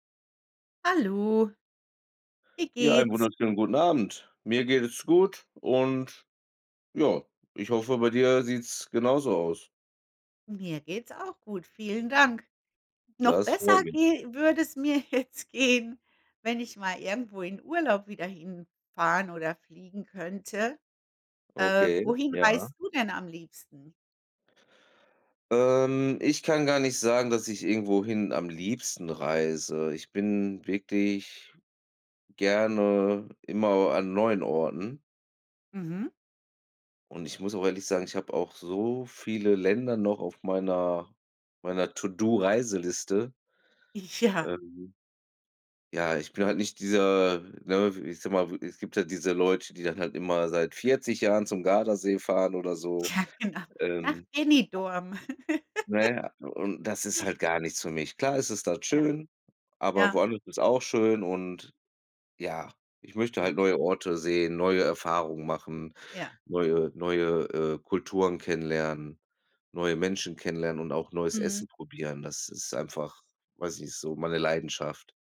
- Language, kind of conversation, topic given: German, unstructured, Wohin reist du am liebsten und warum?
- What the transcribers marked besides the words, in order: laughing while speaking: "jetzt"; stressed: "so"; laughing while speaking: "Ja"; laughing while speaking: "Ja, genau"; other background noise; giggle